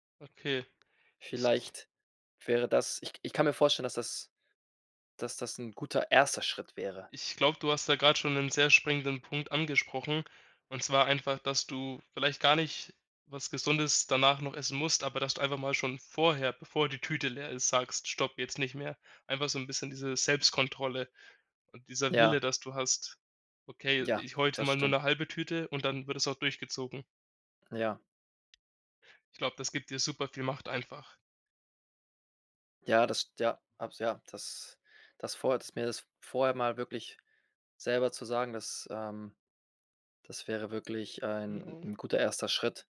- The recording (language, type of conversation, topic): German, advice, Wie kann ich verhindern, dass ich abends ständig zu viel nasche und die Kontrolle verliere?
- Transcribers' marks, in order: other background noise; tapping